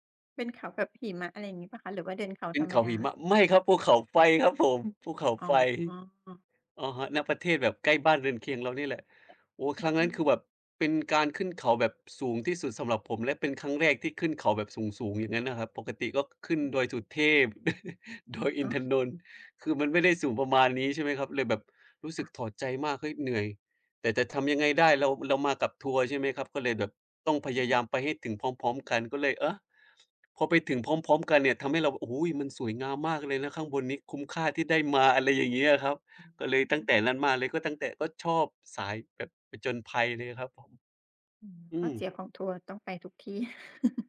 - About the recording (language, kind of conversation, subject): Thai, unstructured, คุณชอบเที่ยวแบบผจญภัยหรือเที่ยวแบบสบายๆ มากกว่ากัน?
- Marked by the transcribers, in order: tapping; chuckle; chuckle